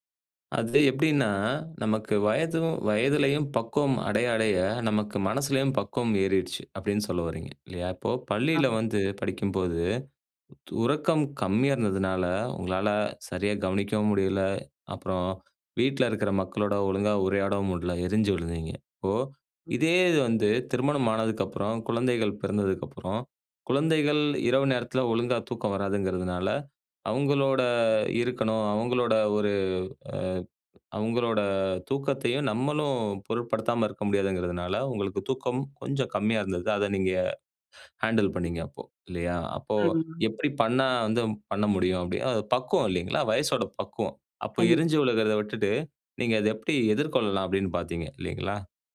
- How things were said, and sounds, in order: other background noise
- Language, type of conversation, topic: Tamil, podcast, மிதமான உறக்கம் உங்கள் நாளை எப்படி பாதிக்கிறது என்று நீங்கள் நினைக்கிறீர்களா?